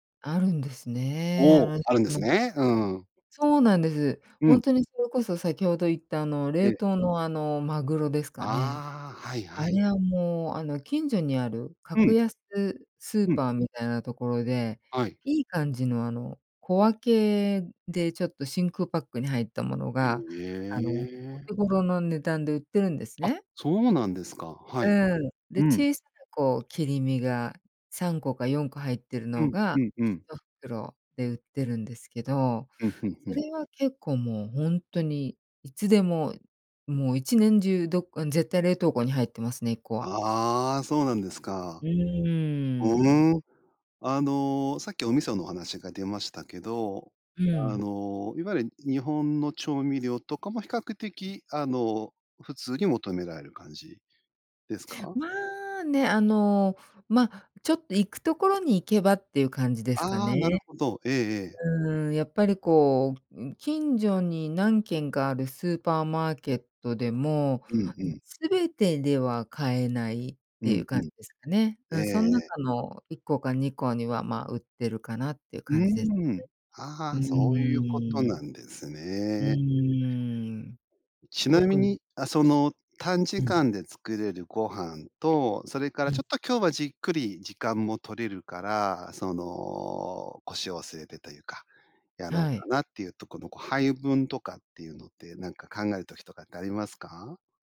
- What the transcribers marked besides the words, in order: unintelligible speech; other background noise
- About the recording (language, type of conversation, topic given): Japanese, podcast, 短時間で作れるご飯、どうしてる？